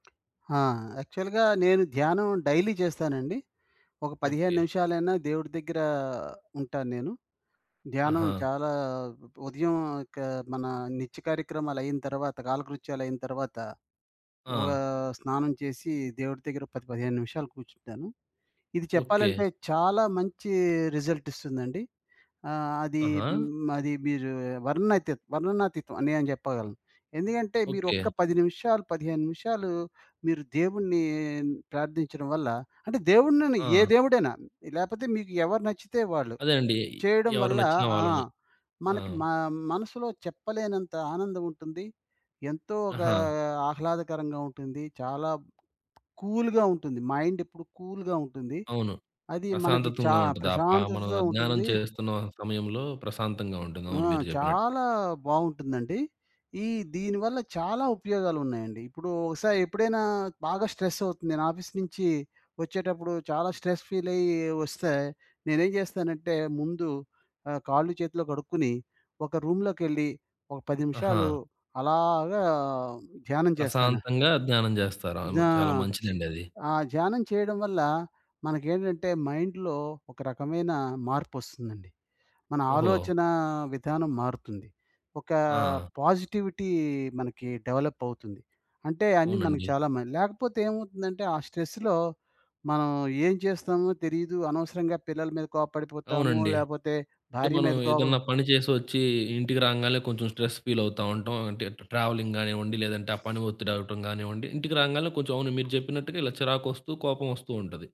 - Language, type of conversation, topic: Telugu, podcast, ఒక్క నిమిషం ధ్యానం చేయడం మీకు ఏ విధంగా సహాయపడుతుంది?
- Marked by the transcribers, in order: other background noise; in English: "యాక్చువల్‌గా"; in English: "డైలీ"; background speech; in English: "కూల్‌గా"; in English: "కూల్‌గా"; in English: "స్ట్రెస్"; in English: "స్ట్రెస్"; in English: "రూమ్‌లోకెళ్లి"; in English: "మైండ్‌లో"; in English: "పాజిటివిటీ"; in English: "డెవలప్"; in English: "స్ట్రెస్‌లో"; in English: "స్ట్రెస్"; in English: "ట ట్రావెలింగ్"